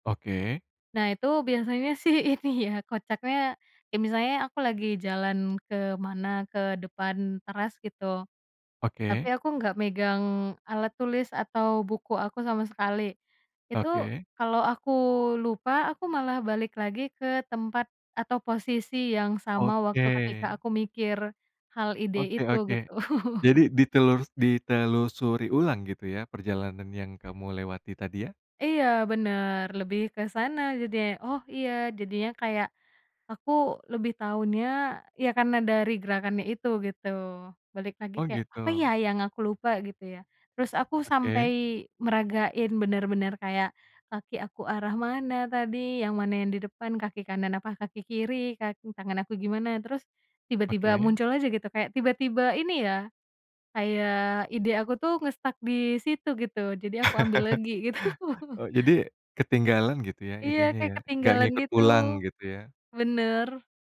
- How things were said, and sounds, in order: laughing while speaking: "sih ini ya"; laughing while speaking: "gitu"; other background noise; in English: "nge-stuck"; laugh; laughing while speaking: "gitu"
- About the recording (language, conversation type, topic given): Indonesian, podcast, Apa yang biasanya menjadi sumber inspirasi untuk ceritamu?